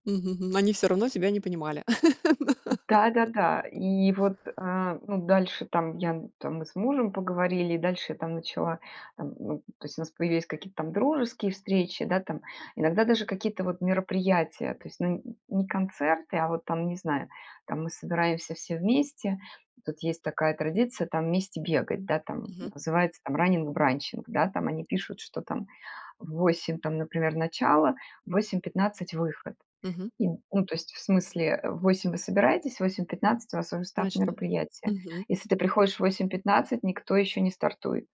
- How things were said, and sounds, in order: laugh
- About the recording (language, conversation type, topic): Russian, podcast, Когда вы впервые почувствовали культурную разницу?